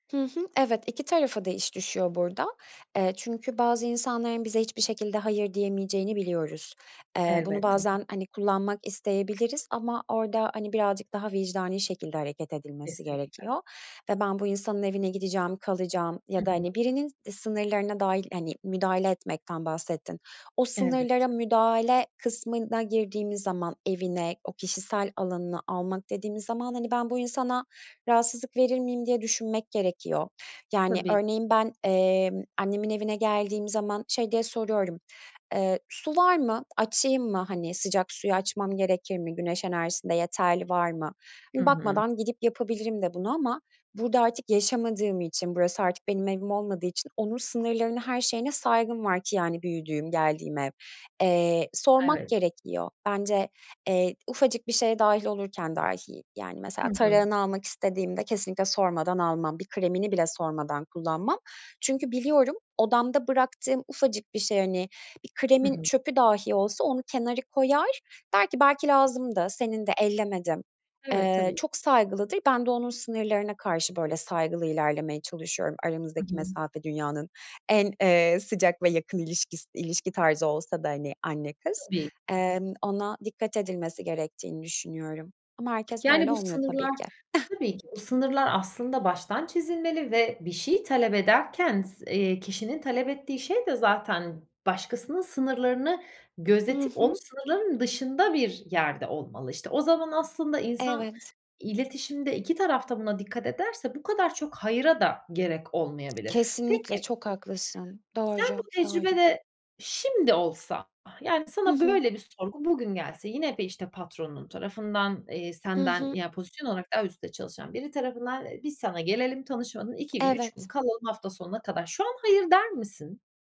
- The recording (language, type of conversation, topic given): Turkish, podcast, Etkili bir şekilde “hayır” demek için ne önerirsin?
- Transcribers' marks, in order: other background noise; tapping; chuckle